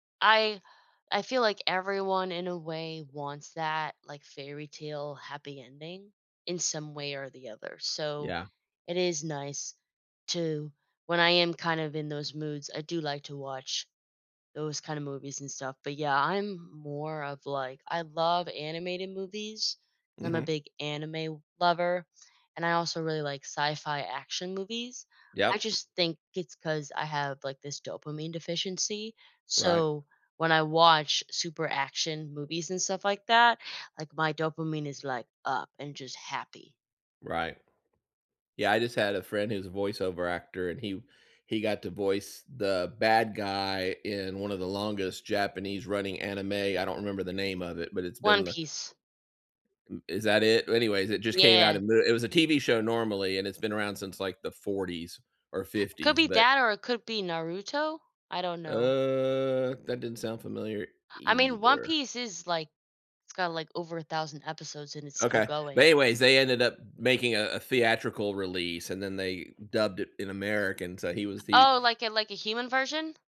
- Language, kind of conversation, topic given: English, unstructured, What is your favorite activity for relaxing and unwinding?
- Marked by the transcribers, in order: drawn out: "Uh"